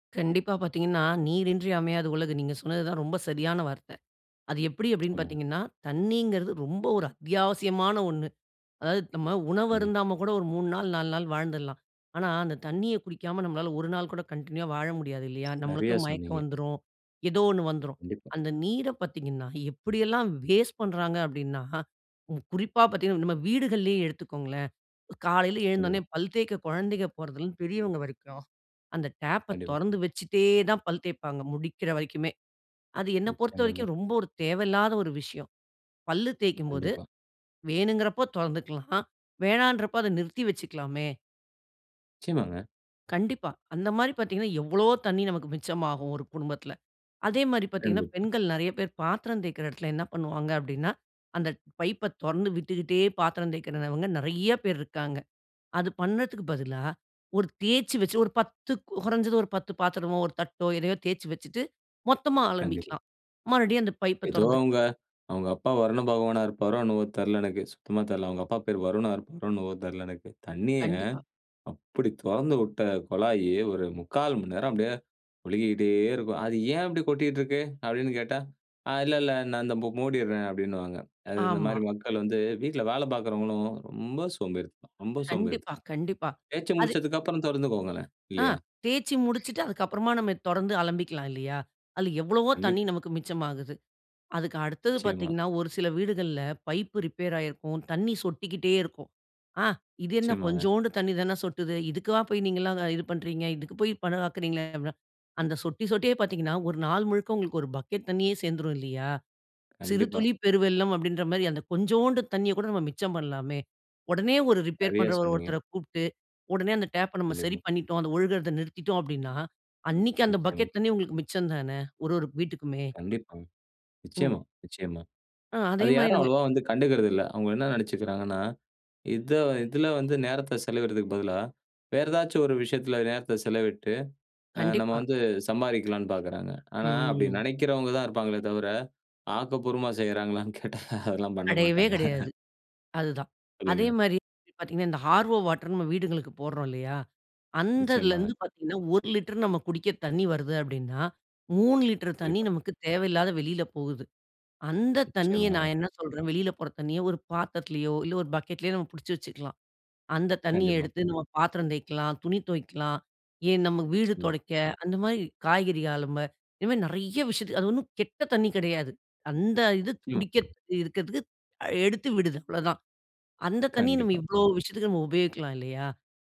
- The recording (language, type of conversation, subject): Tamil, podcast, நாம் எல்லோரும் நீரை எப்படி மிச்சப்படுத்தலாம்?
- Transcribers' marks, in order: other background noise; other noise; in English: "கன்டின்யூவா"; laugh; in English: "ஹார்வோ வாட்டர்"